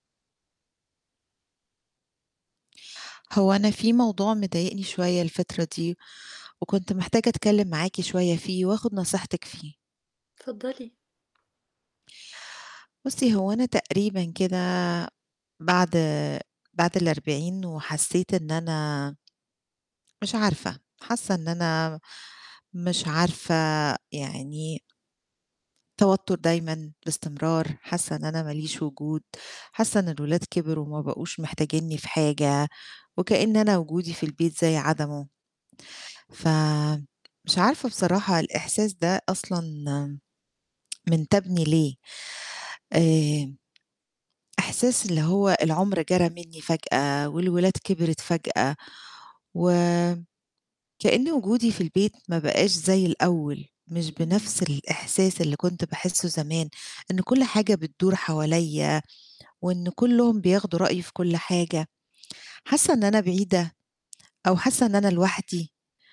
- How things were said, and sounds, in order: tapping; other background noise; tsk
- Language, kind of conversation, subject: Arabic, advice, إزاي كانت تجربتك مع أزمة منتصف العمر وإحساسك إنك من غير هدف؟